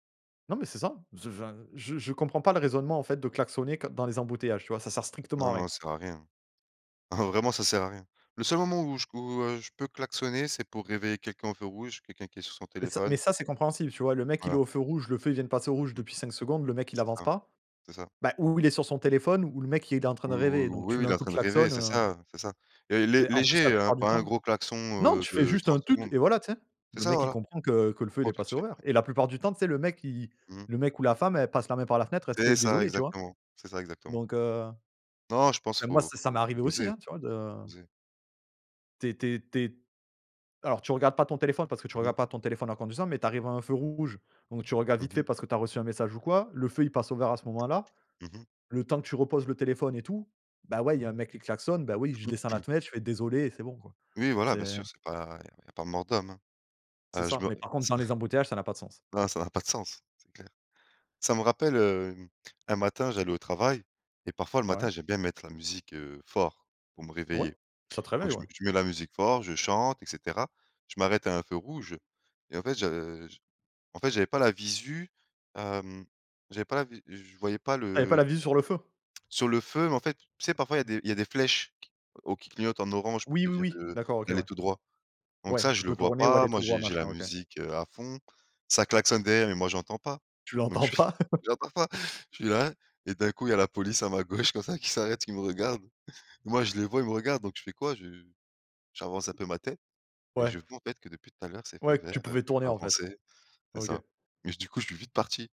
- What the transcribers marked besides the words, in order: laughing while speaking: "Oh"; stressed: "ça"; tapping; throat clearing; laughing while speaking: "l'entends pas"
- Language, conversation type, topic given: French, unstructured, Qu’est-ce qui te fait perdre patience dans les transports ?